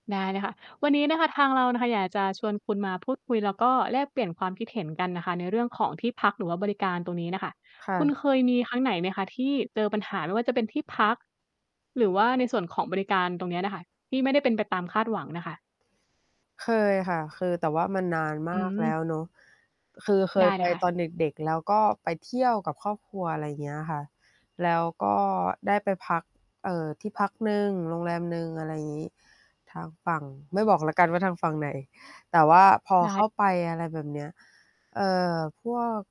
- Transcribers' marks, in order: static; tapping
- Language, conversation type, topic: Thai, unstructured, คุณเคยผิดหวังกับที่พักหรือบริการท่องเที่ยวไหม?